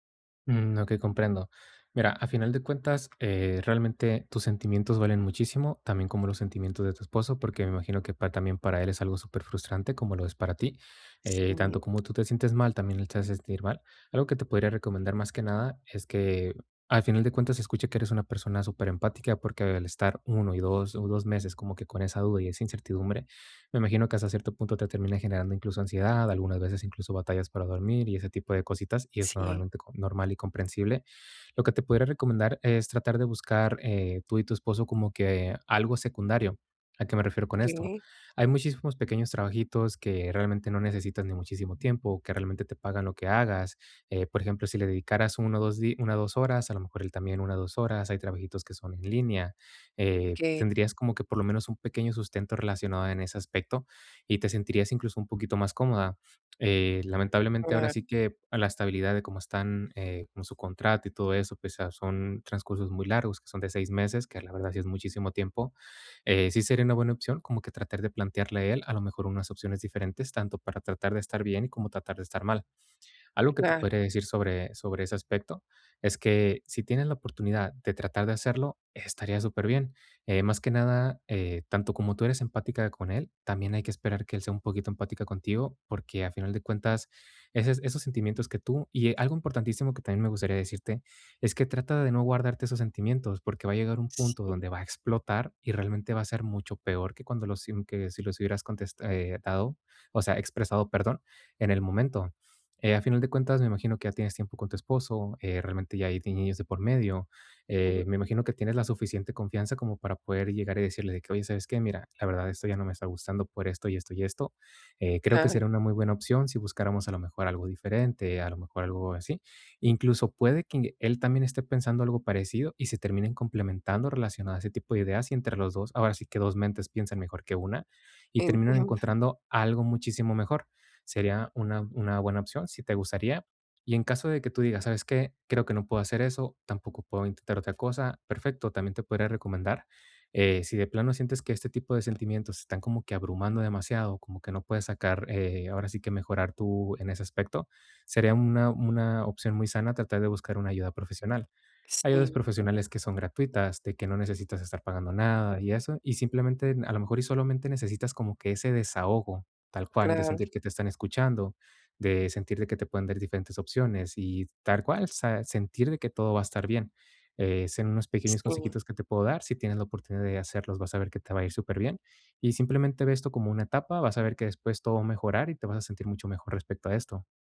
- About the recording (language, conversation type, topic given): Spanish, advice, ¿Cómo puedo preservar mi estabilidad emocional cuando todo a mi alrededor es incierto?
- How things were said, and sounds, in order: tapping; "son" said as "sen"